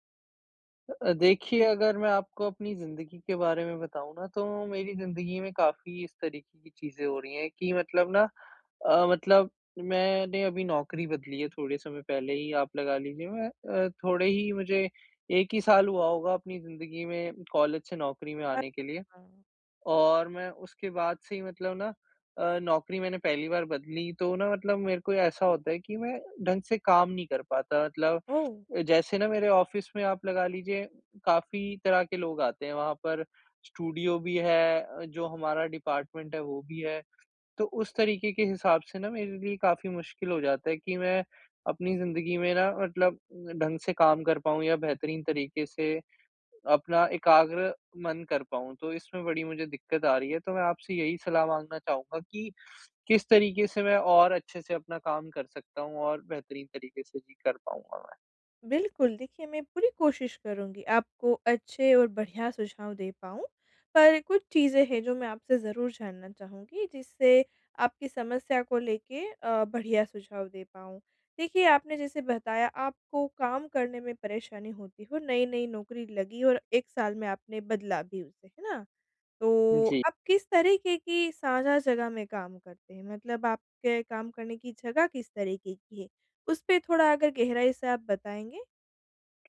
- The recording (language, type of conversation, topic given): Hindi, advice, साझा जगह में बेहतर एकाग्रता के लिए मैं सीमाएँ और संकेत कैसे बना सकता हूँ?
- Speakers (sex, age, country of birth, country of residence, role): female, 25-29, India, India, advisor; male, 20-24, India, India, user
- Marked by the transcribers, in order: in English: "ऑफ़िस"; in English: "स्टूडियो"; in English: "डिपार्टमेंट"